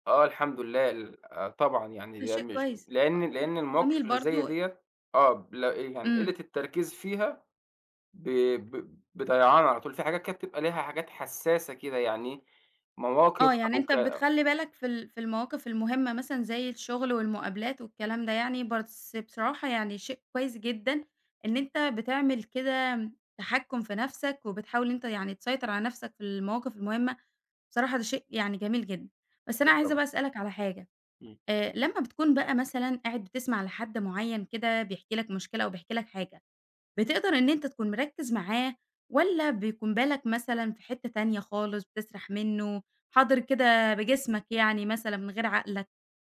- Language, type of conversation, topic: Arabic, podcast, إزاي أبقى حاضر في اللحظة من غير ما أتشتّت؟
- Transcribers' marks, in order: none